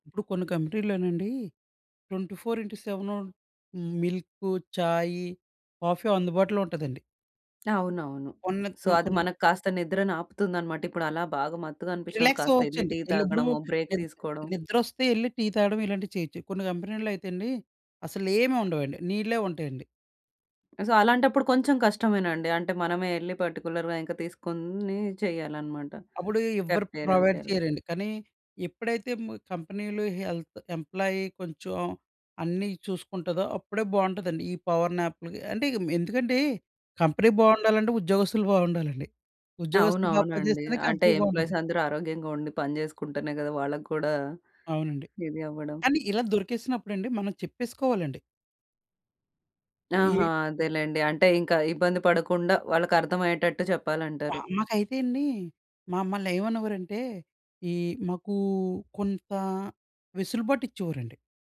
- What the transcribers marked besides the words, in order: in English: "ట్వంటీ ఫోర్ ఇంటు"; in English: "కాఫీ"; tapping; in English: "సో"; other background noise; in English: "రిలాక్స్"; in English: "బ్రేక్"; in English: "సో"; in English: "పర్టిక్యులర్‌గా"; in English: "కెఫ్టీరియా"; in English: "ప్రొవైడ్"; unintelligible speech; in English: "హెల్త్ ఎంప్లాయి"; in English: "కంపెనీ"; in English: "కంపెనీ"; in English: "ఎంప్లాయీస్"
- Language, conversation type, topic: Telugu, podcast, పవర్ న్యాప్‌లు మీకు ఏ విధంగా ఉపయోగపడతాయి?